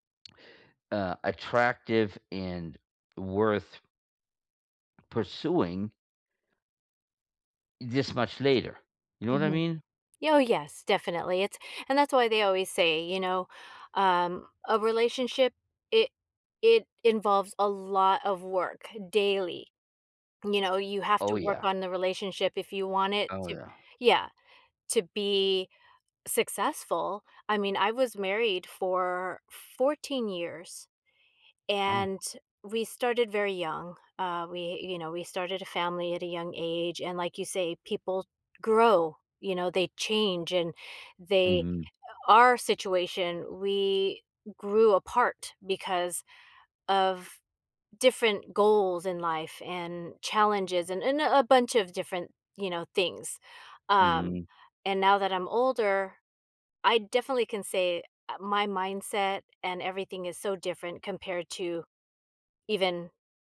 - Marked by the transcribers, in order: other background noise; tapping
- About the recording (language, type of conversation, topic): English, unstructured, What makes a relationship healthy?